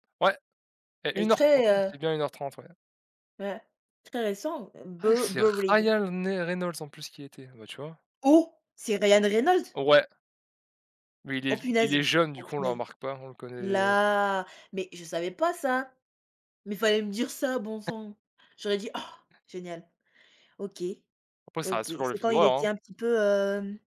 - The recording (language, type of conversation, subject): French, unstructured, Comment un film peut-il changer ta vision du monde ?
- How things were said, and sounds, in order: put-on voice: "B Buried"; surprised: "Oh, c'est Ryan Reynold ?"; surprised: "Oh punaise ! Oh punaise"; stressed: "jeune"; drawn out: "Là"; unintelligible speech; other background noise